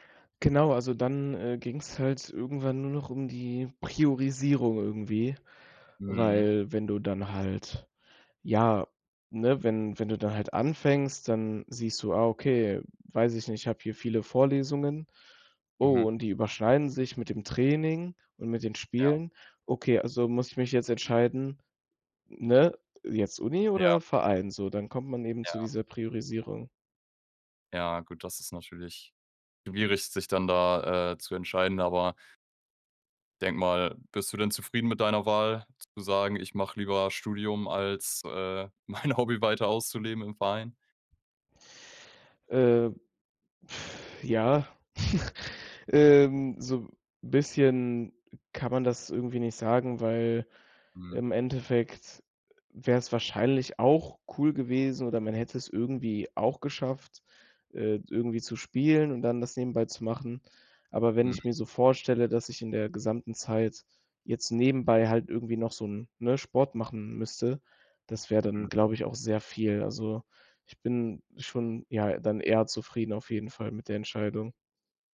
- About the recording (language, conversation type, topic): German, podcast, Wie hast du dein liebstes Hobby entdeckt?
- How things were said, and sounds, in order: laughing while speaking: "mein Hobby"; other noise; chuckle